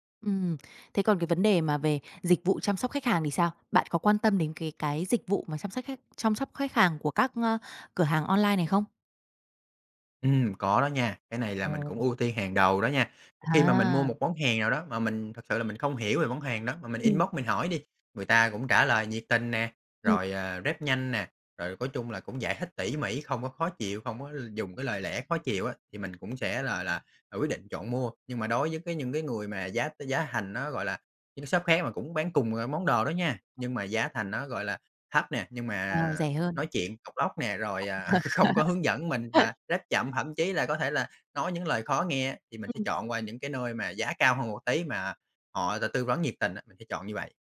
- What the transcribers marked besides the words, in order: tapping; other background noise; in English: "inbox"; in English: "rep"; unintelligible speech; chuckle; laughing while speaking: "không"; in English: "rep"
- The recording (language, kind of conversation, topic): Vietnamese, podcast, Bạn có thể chia sẻ trải nghiệm mua sắm trực tuyến của mình không?